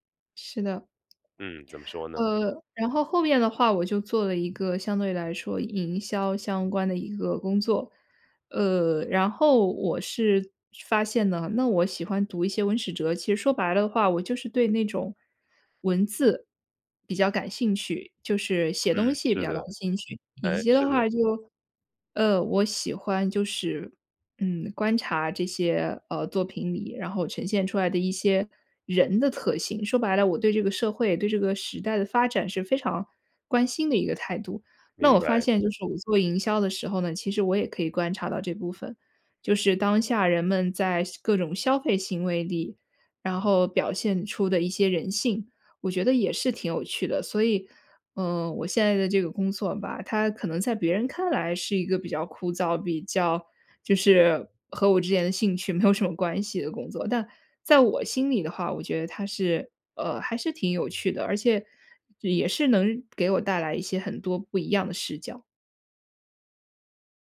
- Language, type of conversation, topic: Chinese, podcast, 你觉得人生目标和职业目标应该一致吗？
- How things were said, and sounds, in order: other background noise; laughing while speaking: "没有什么"